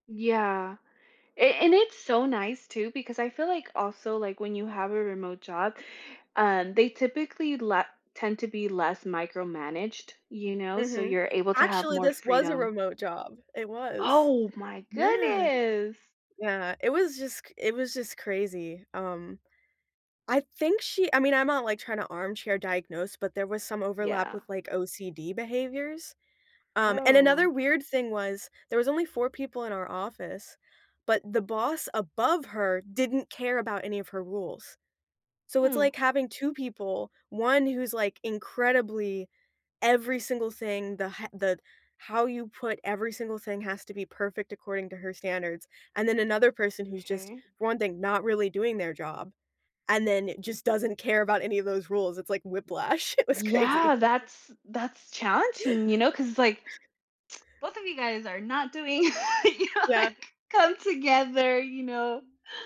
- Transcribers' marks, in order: laughing while speaking: "It was crazy"; chuckle; laughing while speaking: "you know, like"
- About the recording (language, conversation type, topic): English, unstructured, Do you prefer working from home or working in an office?
- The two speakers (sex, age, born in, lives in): female, 30-34, Mexico, United States; female, 30-34, United States, United States